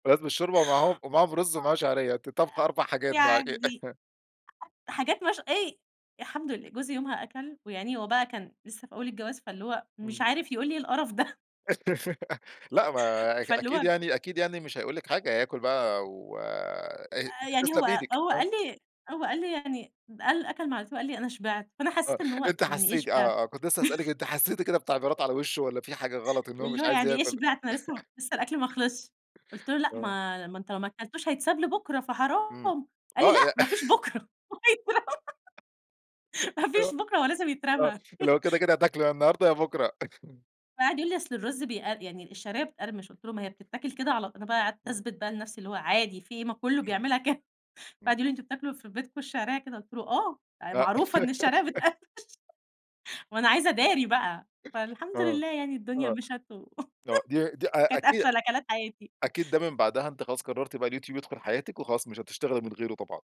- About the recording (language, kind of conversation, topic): Arabic, podcast, إيه أغرب تجربة في المطبخ عملتها بالصدفة وطلعت حلوة لدرجة إن الناس اتشكروا عليها؟
- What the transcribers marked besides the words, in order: unintelligible speech; laugh; tapping; laughing while speaking: "ده"; laugh; chuckle; laugh; laugh; laugh; laughing while speaking: "بُكرة وهيترمى، ما فيش بُكرة هو لازم يترمى"; laugh; laughing while speaking: "ك"; laugh; laughing while speaking: "بتقرمش"; laugh